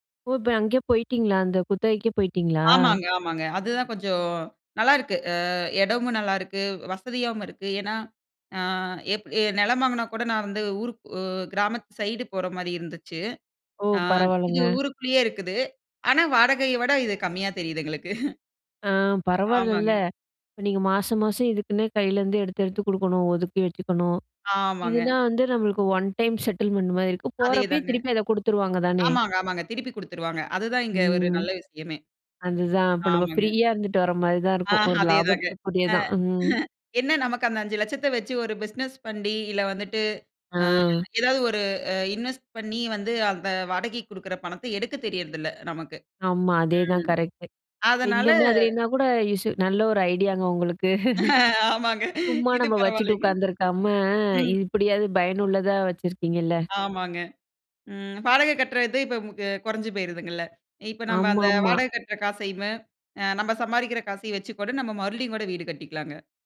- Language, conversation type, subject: Tamil, podcast, வீடு வாங்கலாமா அல்லது வாடகை வீட்டிலேயே தொடரலாமா என்று முடிவெடுப்பது எப்படி?
- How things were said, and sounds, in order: chuckle; in English: "ஒன் டைம் செட்டில்மெண்ட்"; chuckle; "பண்ணி" said as "பண்டி"; in English: "இன்வெஸ்ட்"; laughing while speaking: "ஆமாங்க, இது பரவாயில்லைங்க"; laugh